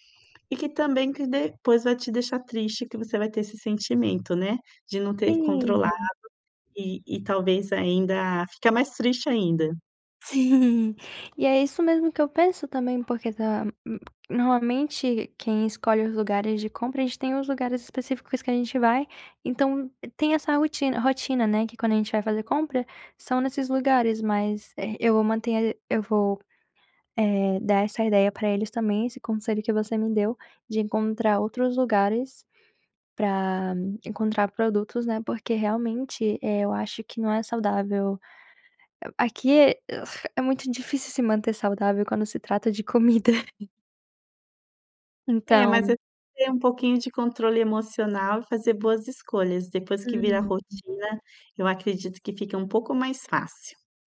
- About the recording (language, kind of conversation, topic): Portuguese, advice, Como é que você costuma comer quando está estressado(a) ou triste?
- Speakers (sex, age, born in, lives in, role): female, 20-24, Brazil, United States, user; female, 45-49, Brazil, Italy, advisor
- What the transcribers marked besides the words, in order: tapping; exhale; laughing while speaking: "comida"